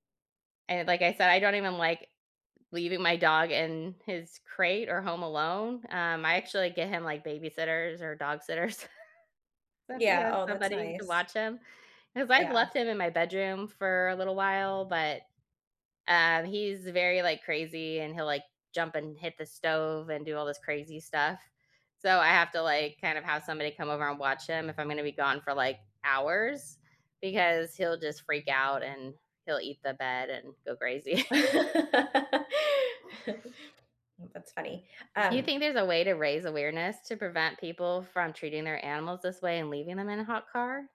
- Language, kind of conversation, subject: English, unstructured, How do you feel when you see pets left in hot cars?
- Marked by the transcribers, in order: chuckle; laugh; other background noise; chuckle